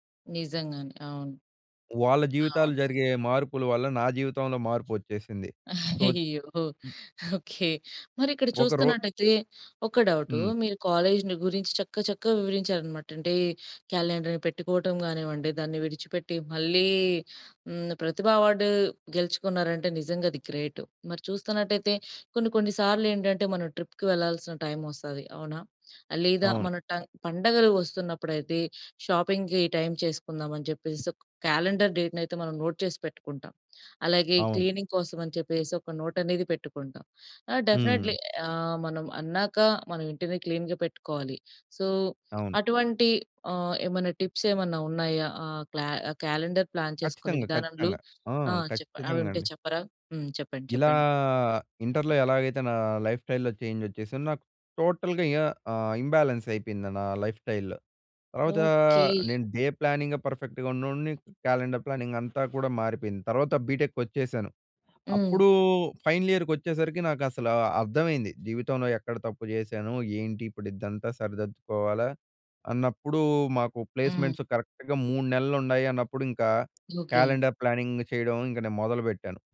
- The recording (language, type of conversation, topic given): Telugu, podcast, క్యాలెండర్‌ని ప్లాన్ చేయడంలో మీ చిట్కాలు ఏమిటి?
- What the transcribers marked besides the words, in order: tapping; laughing while speaking: "అయ్యో! ఓకె"; in English: "సో"; other noise; in English: "గ్రేట్"; in English: "ట్రిప్‌కి"; in English: "షాపింగ్‌కి"; in English: "నోట్"; in English: "క్లీనింగ్"; in English: "నోట్"; in English: "డెఫినెట్లీ"; in English: "క్లీన్‌గా"; in English: "సో"; in English: "టిప్స్"; in English: "ప్లాన్"; in English: "లైఫ్ స్టైల్‌లో చేంజ్"; in English: "టోటల్‌గా"; in English: "ఇంబ్యాలెన్స్"; in English: "లైఫ్ స్టైల్"; in English: "డే ప్లానింగే పర్‌ఫెక్ట్‌గా"; in English: "ప్లానింగ్"; other background noise; in English: "ఫైనల్ ఇయర్‌కి"; "సరిదిద్దుకోవాలా?" said as "సరిదద్దుకోవాలా?"; in English: "ప్లేస్‌మెంట్స్ కరెక్ట్‌గా"; in English: "ప్లానింగ్"